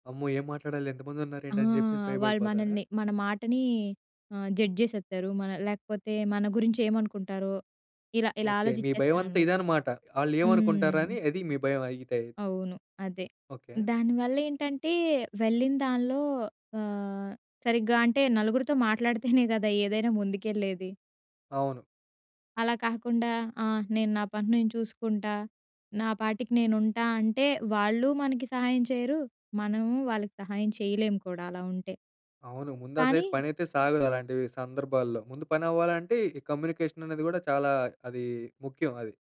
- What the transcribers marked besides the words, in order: none
- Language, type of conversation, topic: Telugu, podcast, మొదటిసారిగా మీ పనిని ఇతరులకు చూపించాల్సి వచ్చినప్పుడు మీకు ఏలాంటి ఆత్రుత లేదా భయం కలుగుతుంది?